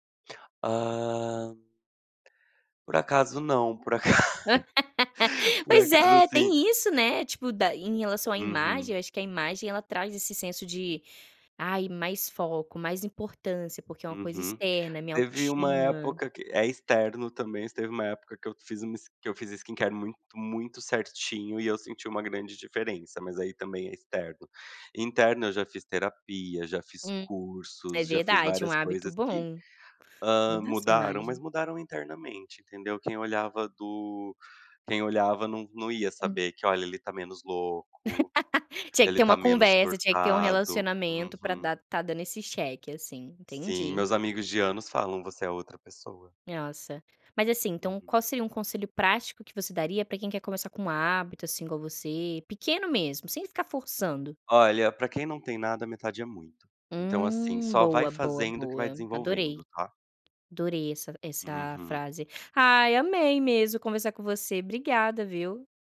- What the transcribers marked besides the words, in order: laugh; chuckle; laugh
- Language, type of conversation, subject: Portuguese, podcast, Que pequeno hábito mudou mais rapidamente a forma como as pessoas te veem?
- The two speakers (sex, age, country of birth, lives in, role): female, 25-29, Brazil, Spain, host; male, 30-34, Brazil, Portugal, guest